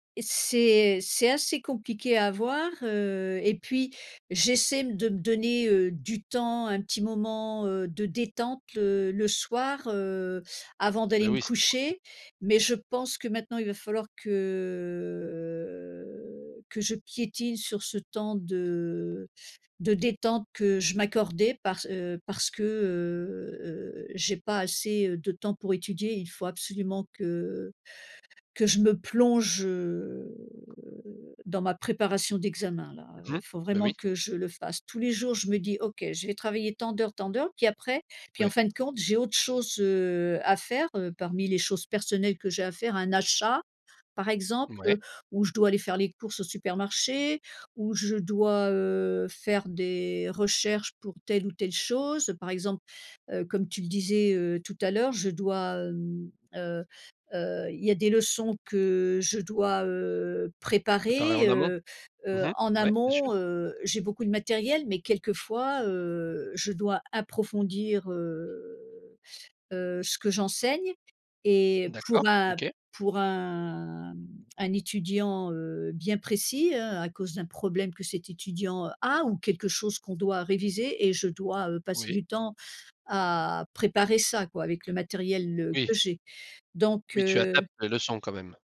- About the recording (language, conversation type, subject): French, podcast, Comment trouvez-vous l’équilibre entre le travail et la vie personnelle ?
- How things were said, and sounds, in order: other background noise; drawn out: "que"; drawn out: "heu"; stressed: "achat"